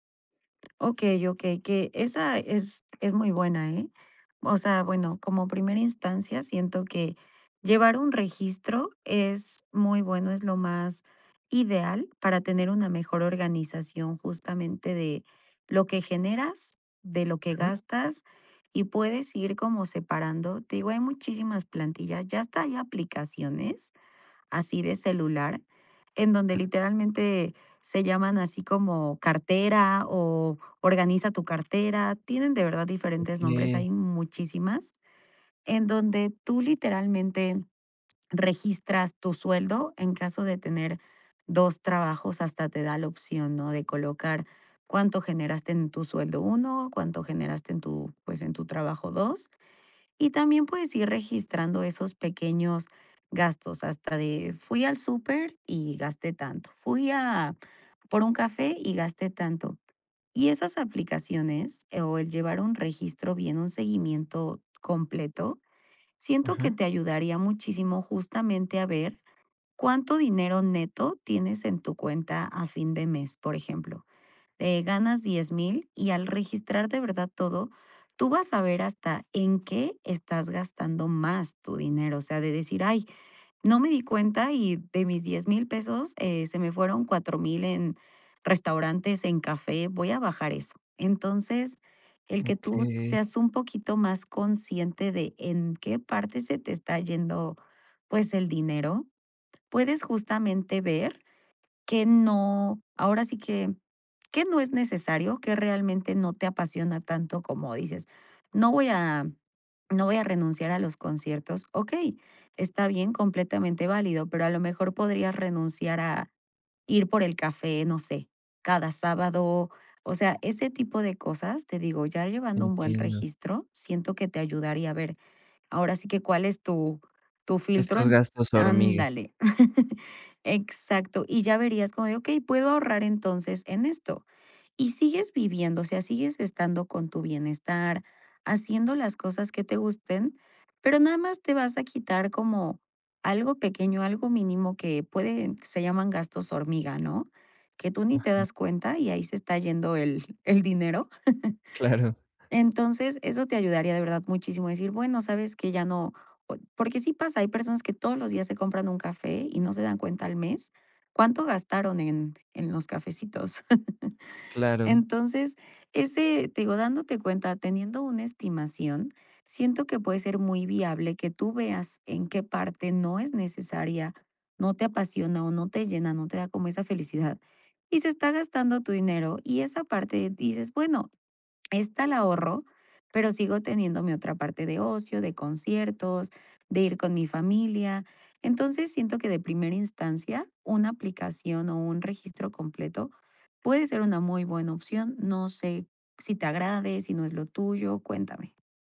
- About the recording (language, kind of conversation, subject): Spanish, advice, ¿Cómo puedo equilibrar el ahorro y mi bienestar sin sentir que me privo de lo que me hace feliz?
- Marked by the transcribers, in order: tapping; other noise; other background noise; chuckle; chuckle; chuckle